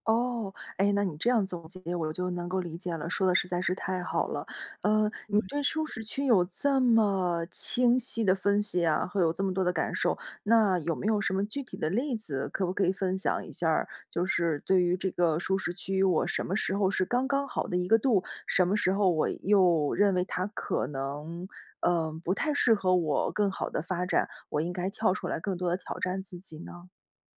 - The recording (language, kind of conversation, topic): Chinese, podcast, 你如何看待舒适区与成长？
- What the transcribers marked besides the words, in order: other background noise